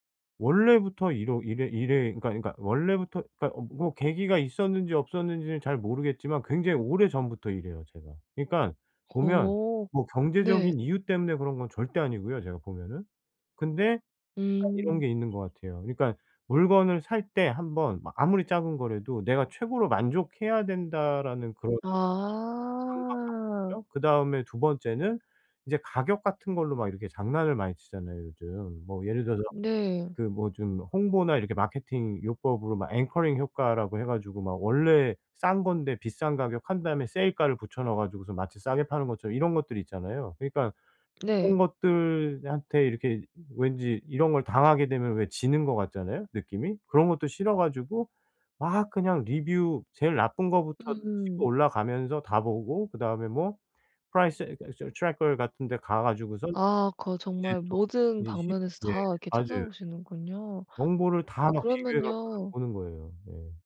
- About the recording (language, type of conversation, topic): Korean, advice, 쇼핑할 때 무엇을 살지 결정하기가 어려울 때 어떻게 선택하면 좋을까요?
- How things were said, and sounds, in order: other background noise; put-on voice: "price traker"; unintelligible speech